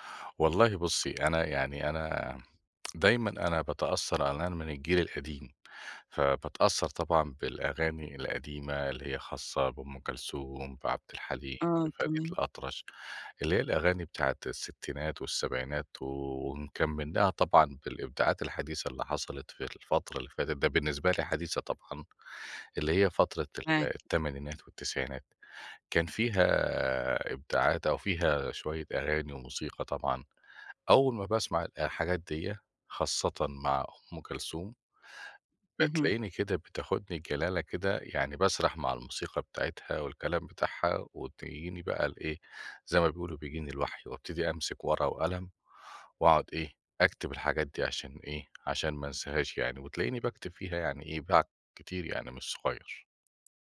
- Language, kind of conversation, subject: Arabic, advice, إمتى وازاي بتلاقي وقت وطاقة للإبداع وسط ضغط الشغل والبيت؟
- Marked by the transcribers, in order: tapping